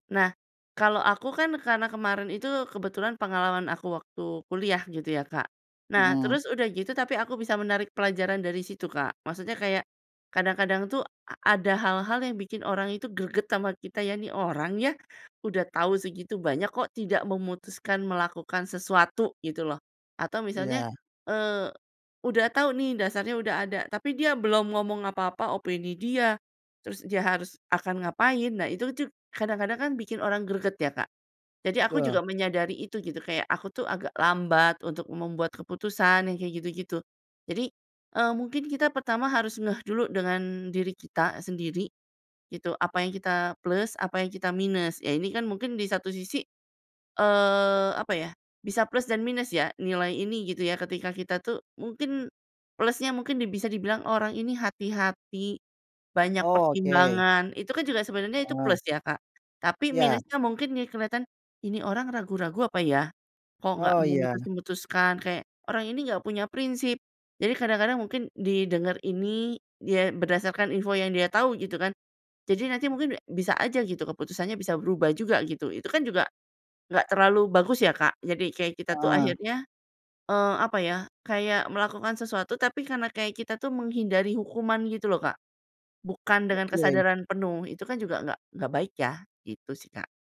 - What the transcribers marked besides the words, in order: none
- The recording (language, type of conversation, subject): Indonesian, podcast, Kapan kamu memutuskan untuk berhenti mencari informasi dan mulai praktik?